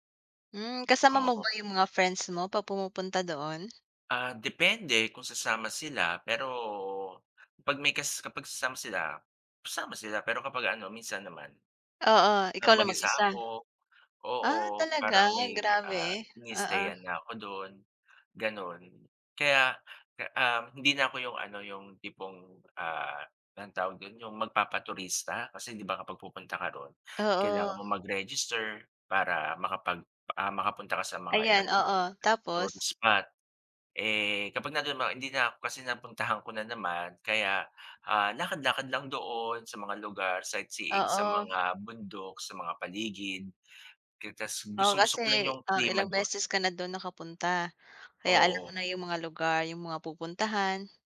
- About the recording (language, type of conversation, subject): Filipino, unstructured, Saan mo gustong magbakasyon kung magkakaroon ka ng pagkakataon?
- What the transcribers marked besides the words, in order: tapping; unintelligible speech